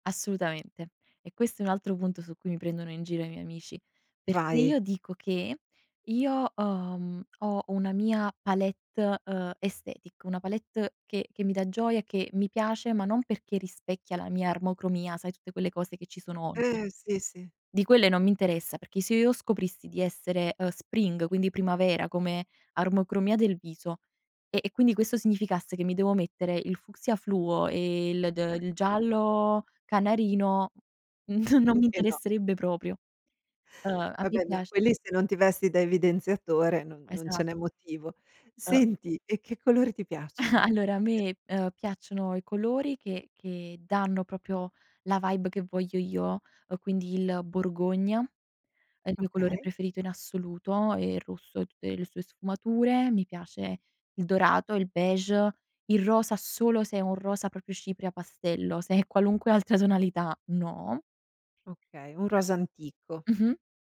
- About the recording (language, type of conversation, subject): Italian, podcast, Come descriveresti il tuo stile personale?
- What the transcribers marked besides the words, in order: in English: "aesthetic"; in English: "spring"; chuckle; tapping; laughing while speaking: "non"; laughing while speaking: "Anche"; "proprio" said as "propio"; chuckle; other background noise; "proprio" said as "propio"; in English: "vibe"; "proprio" said as "propio"; unintelligible speech